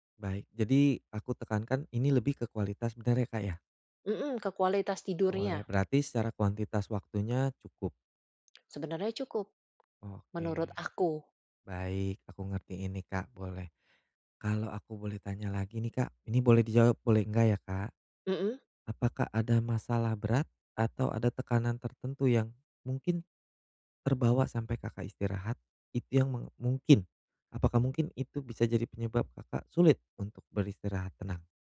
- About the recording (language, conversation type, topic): Indonesian, advice, Bagaimana cara memperbaiki kualitas tidur malam agar saya bisa tidur lebih nyenyak dan bangun lebih segar?
- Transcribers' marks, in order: other background noise; tapping